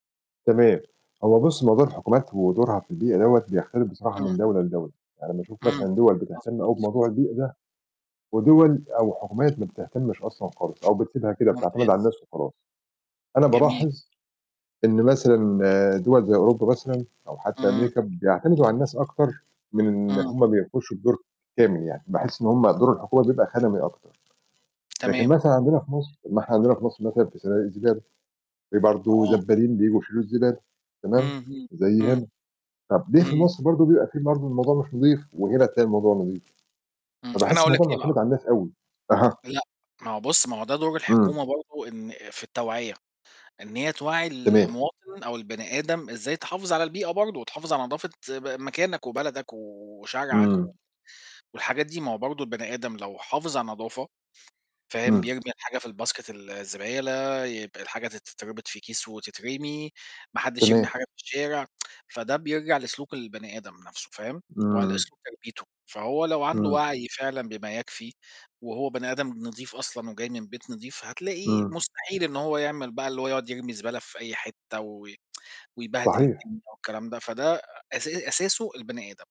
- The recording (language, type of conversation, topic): Arabic, unstructured, إنت شايف إن الحكومات بتعمل كفاية علشان تحمي البيئة؟
- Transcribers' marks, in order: static; tapping; distorted speech; in English: "الbasket"; tsk; other background noise; tsk